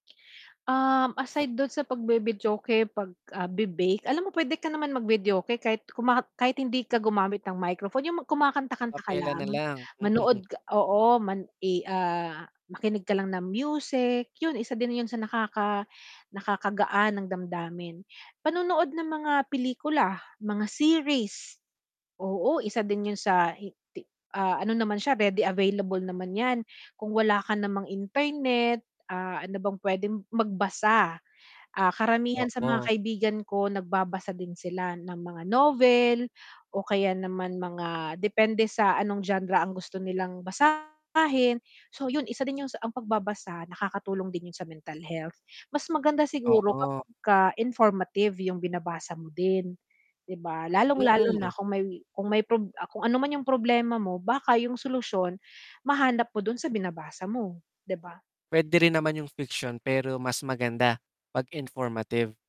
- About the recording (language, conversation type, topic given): Filipino, podcast, Paano mo inaalagaan ang kalusugang pangkaisipan habang nasa bahay?
- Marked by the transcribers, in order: tapping; chuckle; mechanical hum; other background noise; distorted speech